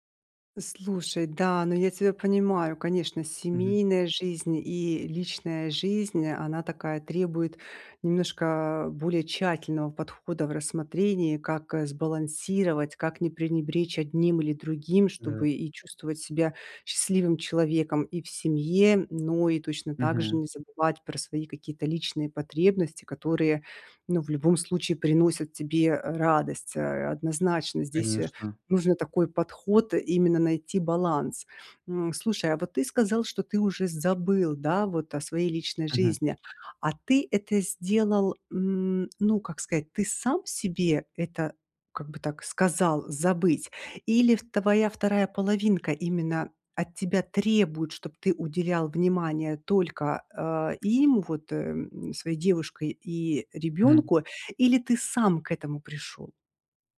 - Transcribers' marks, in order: tapping; other background noise; stressed: "сам"
- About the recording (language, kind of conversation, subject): Russian, advice, Как мне сочетать семейные обязанности с личной жизнью и не чувствовать вины?